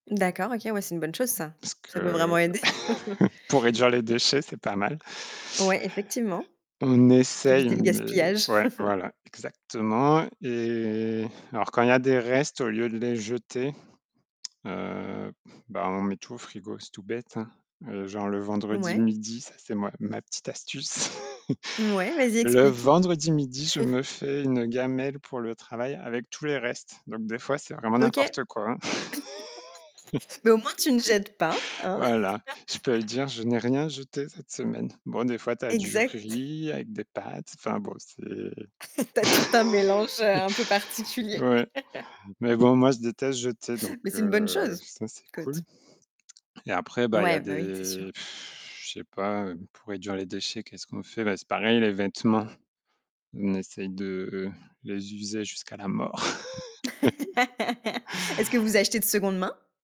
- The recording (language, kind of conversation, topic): French, podcast, Que fais-tu au quotidien pour réduire tes déchets ?
- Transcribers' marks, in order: chuckle; chuckle; chuckle; laugh; laugh; distorted speech; chuckle; laugh; chuckle; laugh; laugh; chuckle